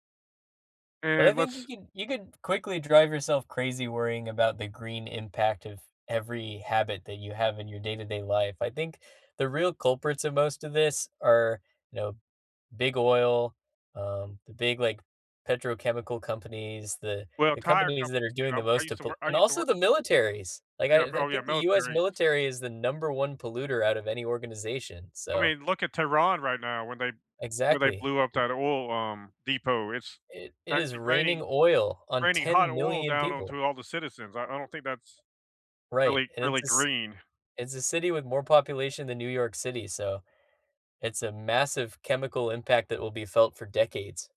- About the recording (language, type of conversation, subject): English, unstructured, How can you keep your travels green while connecting with local life?
- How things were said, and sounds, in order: none